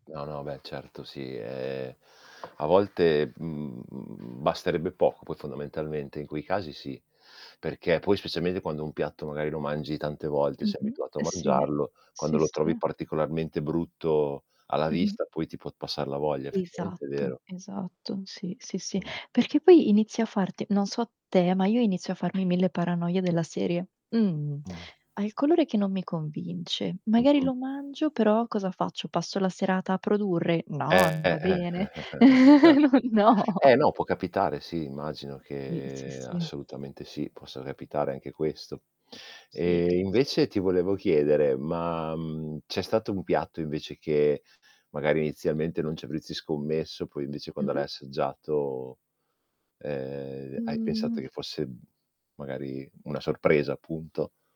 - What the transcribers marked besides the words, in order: other background noise; tapping; drawn out: "mhmm"; static; distorted speech; mechanical hum; chuckle; laughing while speaking: "Non no"; "Si" said as "ì"; drawn out: "Mh"
- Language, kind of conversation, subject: Italian, unstructured, Qual è il peggior piatto che ti abbiano mai servito?